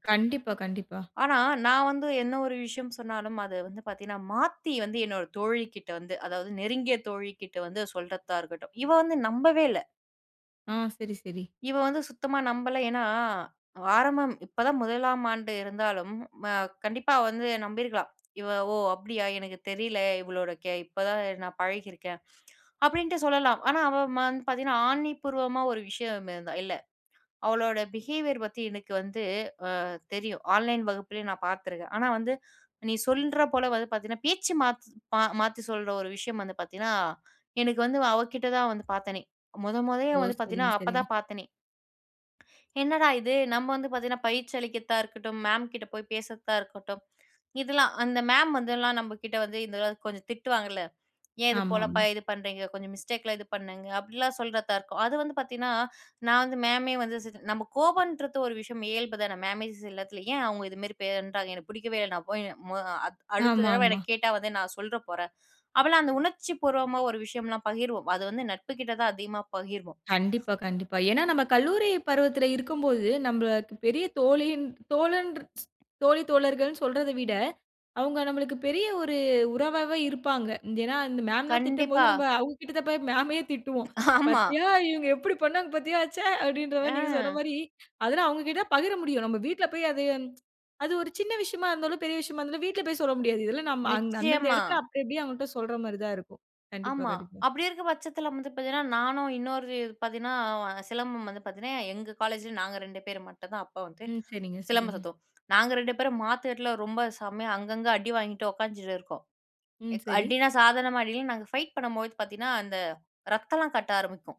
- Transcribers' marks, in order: in English: "பிஹேவியர்"; tapping; in English: "மிஸ்டேக்கலாம்"; other noise; tsk; laughing while speaking: "பத்தியா, இவுங்க எப்படி பண்ணாங்க! பத்தியா, ச்ச அப்டின்ற மாரி, நீங்க சொன்ன மாரி"; laughing while speaking: "ஆமா"; tsk; "உக்காந்த்துட்டு" said as "உக்காஞ்சுன்னு"; in English: "ஃபைட்"
- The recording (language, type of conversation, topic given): Tamil, podcast, ஒரு நட்பில் ஏற்பட்ட பிரச்சனையை நீங்கள் எவ்வாறு கையாள்ந்தீர்கள்?